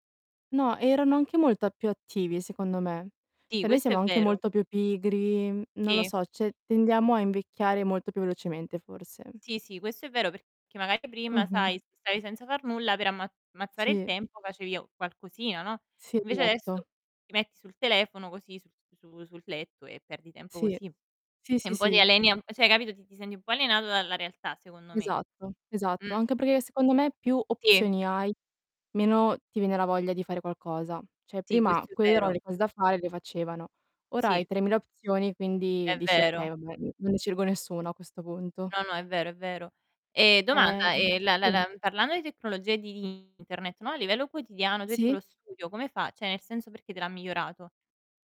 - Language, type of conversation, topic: Italian, unstructured, Quale invenzione tecnologica ti rende più felice?
- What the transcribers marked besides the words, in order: "Cioè" said as "ceh"; "cioè" said as "ceh"; distorted speech; "aliena" said as "alenia"; "cioè" said as "ceh"; static; "Cioè" said as "ceh"; "cioè" said as "ceh"